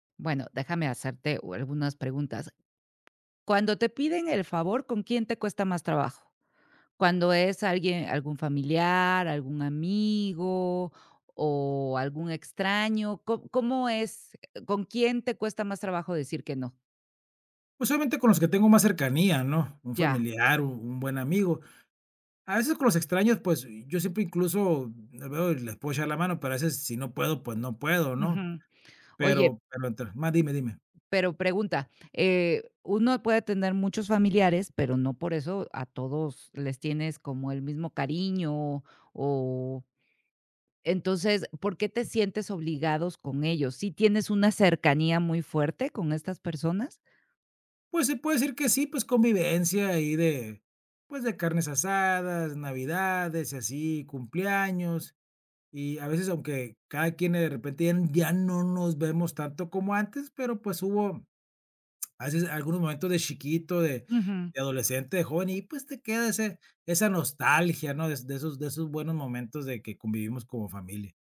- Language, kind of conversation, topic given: Spanish, advice, ¿Cómo puedo decir que no a un favor sin sentirme mal?
- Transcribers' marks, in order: tapping; unintelligible speech